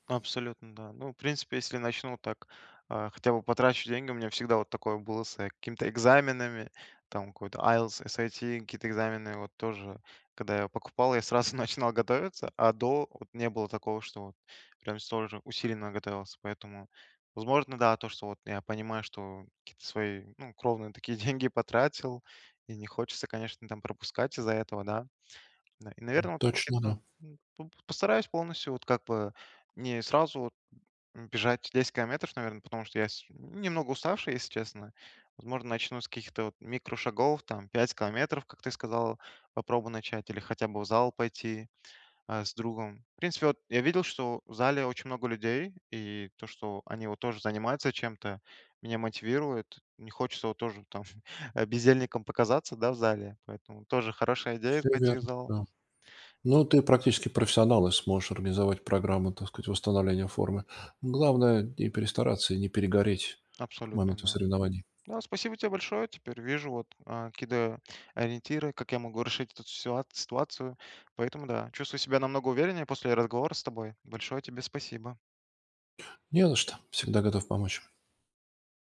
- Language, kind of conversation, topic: Russian, advice, Как восстановиться после срыва, не впадая в отчаяние?
- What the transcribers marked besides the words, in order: chuckle; "какие-то" said as "кидо"